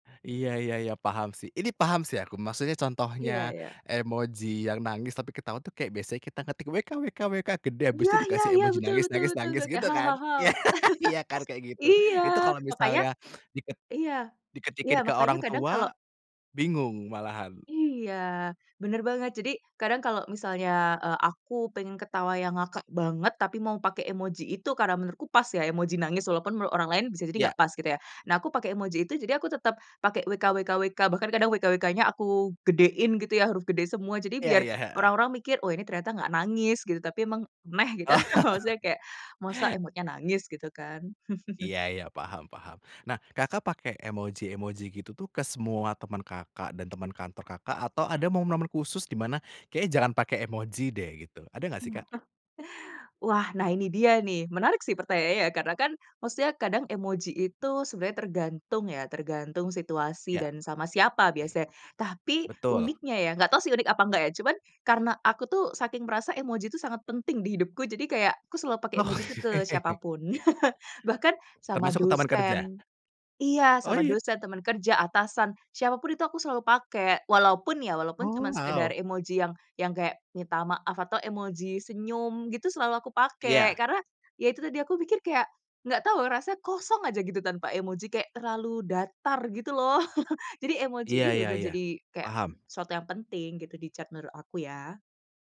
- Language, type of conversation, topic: Indonesian, podcast, Apakah kamu suka memakai emoji saat mengobrol lewat pesan, dan kenapa?
- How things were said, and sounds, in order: chuckle; laughing while speaking: "iya"; laugh; laughing while speaking: "Oh"; "aneh" said as "neh"; chuckle; chuckle; other background noise; laughing while speaking: "Oke"; laugh; laugh; in English: "chat"